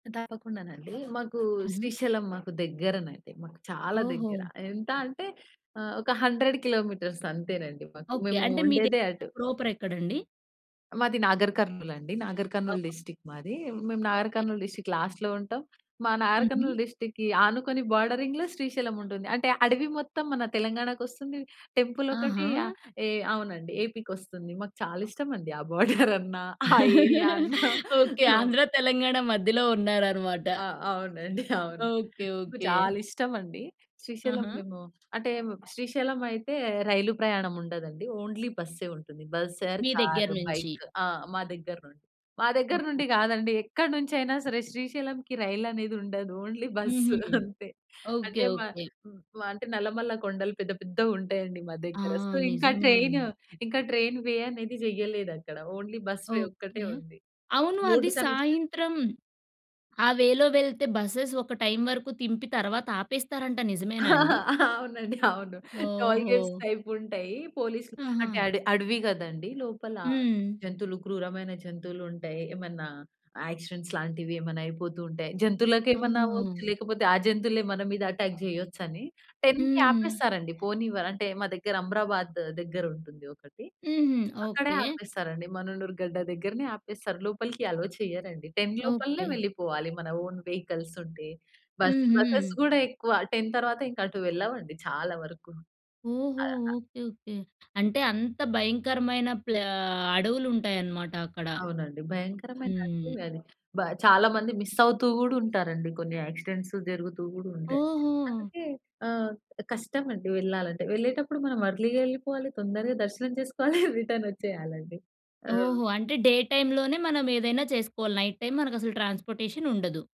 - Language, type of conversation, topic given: Telugu, podcast, ఒక పుణ్యస్థలానికి వెళ్లినప్పుడు మీలో ఏ మార్పు వచ్చింది?
- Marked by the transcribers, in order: other background noise; in English: "హండ్రెడ్ కిలోమీటర్స్"; in English: "డిస్ట్రిక్ట్"; in English: "డిస్ట్రిక్ట్ లాస్ట్‌లో"; in English: "డిస్ట్రిక్ట్‌కి"; in English: "బోర్డరింగ్‌లో"; laugh; laughing while speaking: "ఆ బోర్డరన్నా ఆ ఏరియా అన్నా. ఆ!"; in English: "ఏరియా"; laughing while speaking: "అవునండి"; in English: "ఓన్లీ"; in English: "ఆర్"; in English: "బైక్"; in English: "ఓన్లీ"; giggle; in English: "సో"; in English: "ట్రైన్ వే"; in English: "ఓన్లీ బస్ వే"; in English: "కనెక్షన్"; in English: "వే‌లో"; in English: "బసెస్"; laughing while speaking: "అవునండి అవును"; in English: "టోల్ గేట్స్"; in English: "యాక్సిడెంట్స్"; in English: "అటాక్"; in English: "టెన్‌కి"; in English: "అలోవ్"; in English: "టెన్"; in English: "ఓన్"; in English: "బసెస్"; in English: "టెన్"; in English: "ఎర్లీ‌గా"; chuckle; in English: "డే టైమ్‌లోనే"; in English: "నైట్ టైమ్"